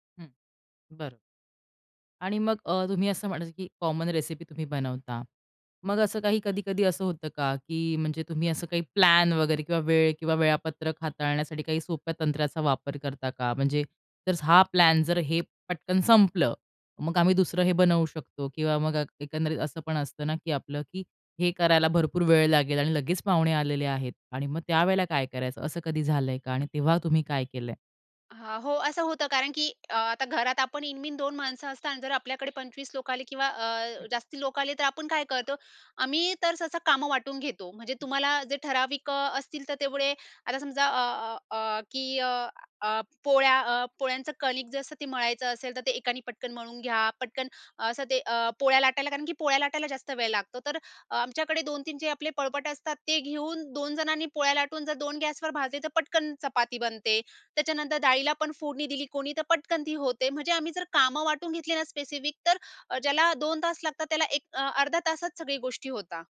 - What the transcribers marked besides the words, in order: in English: "कॉमन रेसिपी"; stressed: "प्लॅन"; tapping; in English: "स्पेसिफिक"
- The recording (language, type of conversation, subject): Marathi, podcast, एकाच वेळी अनेक लोकांसाठी स्वयंपाक कसा सांभाळता?